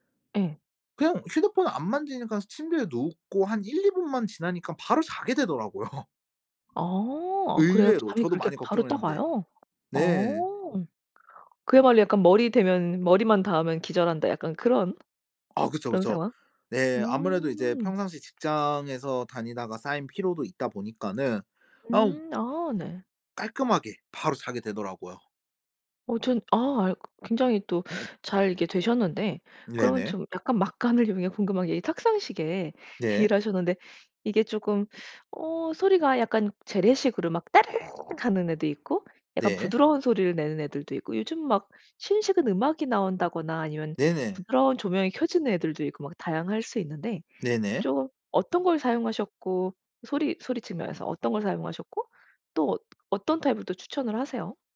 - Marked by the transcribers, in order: laughing while speaking: "되더라고요"; other background noise; put-on voice: "따르릉"
- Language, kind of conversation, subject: Korean, podcast, 작은 습관 하나가 삶을 바꾼 적이 있나요?